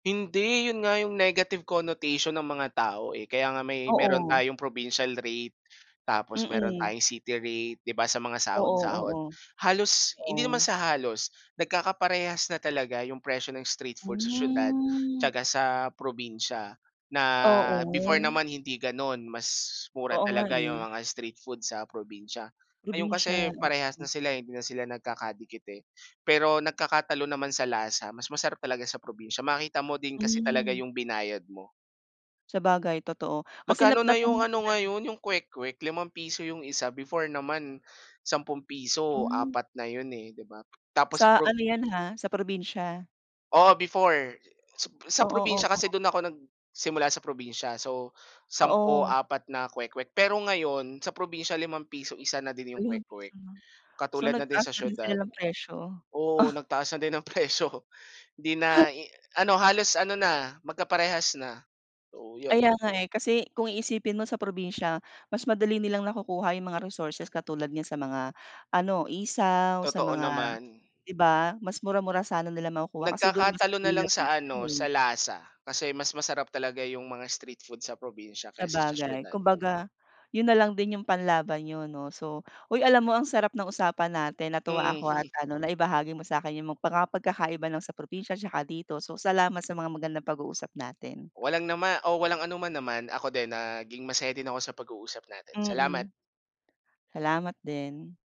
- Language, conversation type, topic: Filipino, podcast, Ano ang paborito mong pagkaing kalye, at bakit ka nahuhumaling dito?
- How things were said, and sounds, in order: other noise; other background noise; drawn out: "Mm"; "tiyaka" said as "tiyaga"; tapping; chuckle; laughing while speaking: "presyo"; chuckle; laugh